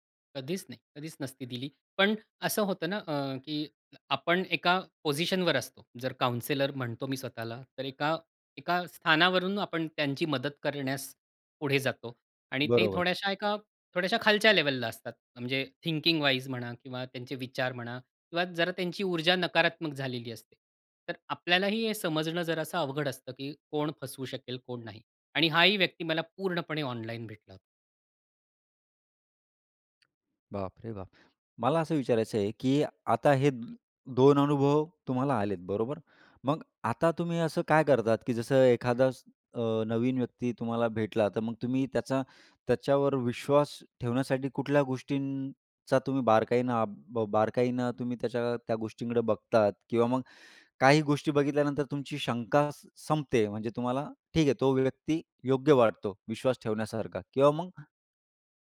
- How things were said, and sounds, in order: in English: "पोझिशनवर"; in English: "काउन्सिलर"; in English: "लेव्हलला"; in English: "थिंकिंग वाईज"; tapping
- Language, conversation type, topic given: Marathi, podcast, ऑनलाइन ओळखीच्या लोकांवर विश्वास ठेवावा की नाही हे कसे ठरवावे?